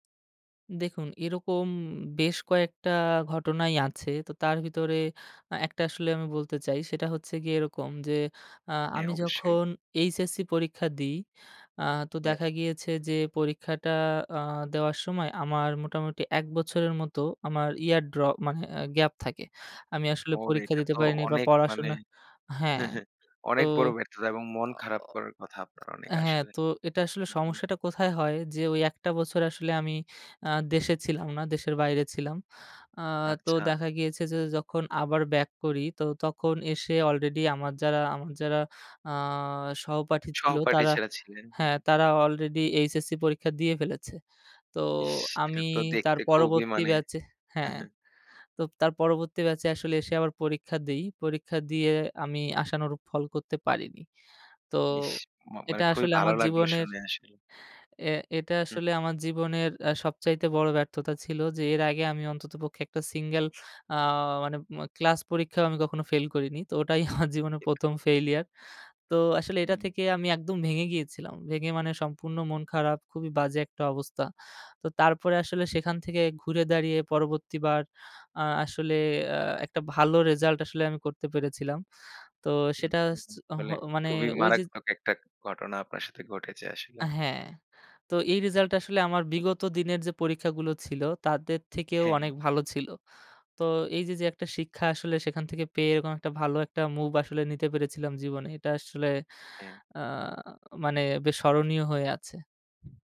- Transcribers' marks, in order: chuckle; laughing while speaking: "আমার জীবনের"
- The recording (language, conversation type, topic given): Bengali, podcast, ব্যর্থতার পর আপনি কীভাবে আবার ঘুরে দাঁড়ান?